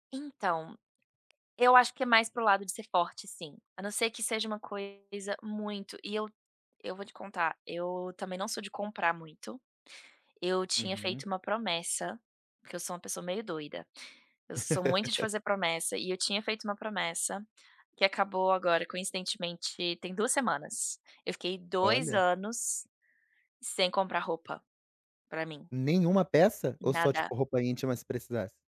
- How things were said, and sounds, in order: tapping; laugh
- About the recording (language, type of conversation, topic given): Portuguese, podcast, Como você encontra inspiração para o seu visual no dia a dia?